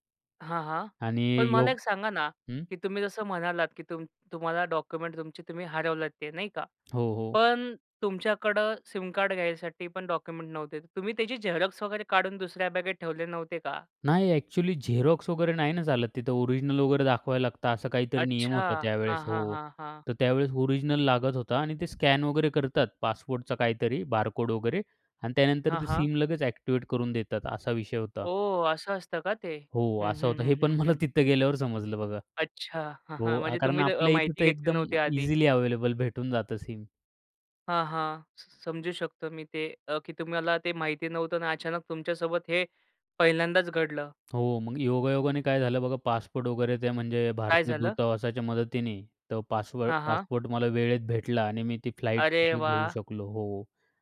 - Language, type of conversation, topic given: Marathi, podcast, तुमचा पासपोर्ट किंवा एखादे महत्त्वाचे कागदपत्र कधी हरवले आहे का?
- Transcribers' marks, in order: tapping; in English: "सिम कार्ड"; in English: "झेरॉक्स"; in English: "झेरॉक्स"; other background noise; in English: "बारकोड"; in English: "सिम"; laughing while speaking: "हे पण"; in English: "सिम"; in English: "फ्लाइट"